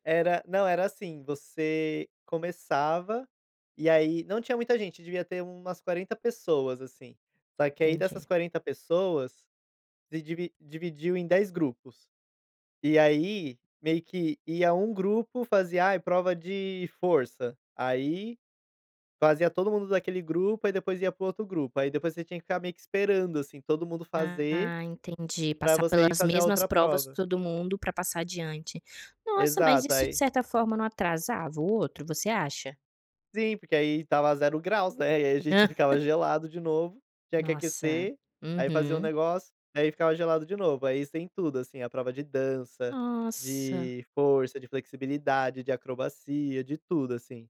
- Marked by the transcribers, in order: chuckle
- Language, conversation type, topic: Portuguese, podcast, Você pode contar uma aventura que deu errado, mas acabou virando uma boa história?